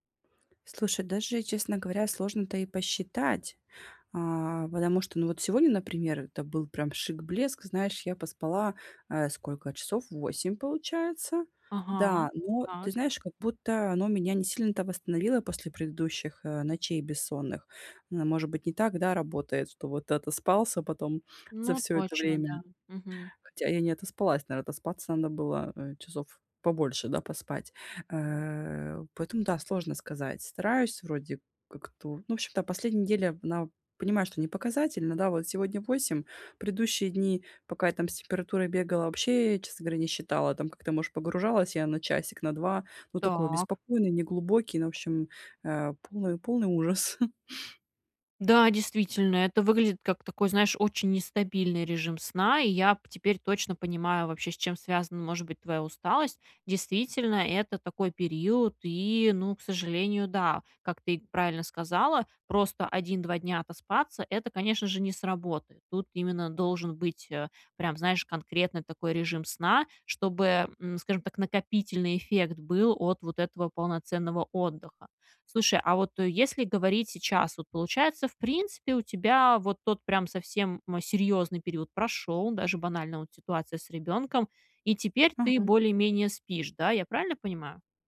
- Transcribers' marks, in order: chuckle
- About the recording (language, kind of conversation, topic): Russian, advice, Как улучшить сон и восстановление при активном образе жизни?